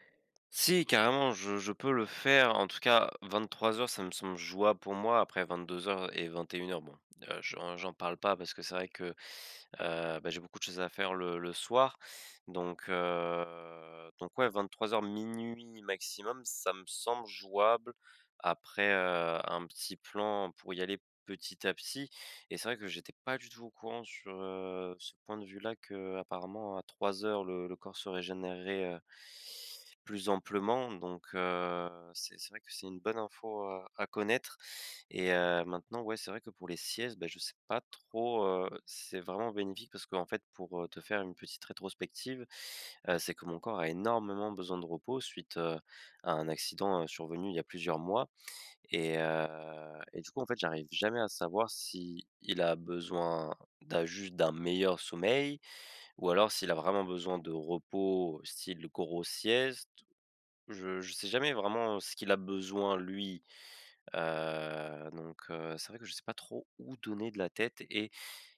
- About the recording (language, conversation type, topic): French, advice, Comment puis-je optimiser mon énergie et mon sommeil pour travailler en profondeur ?
- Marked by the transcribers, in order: drawn out: "heu"; drawn out: "heu"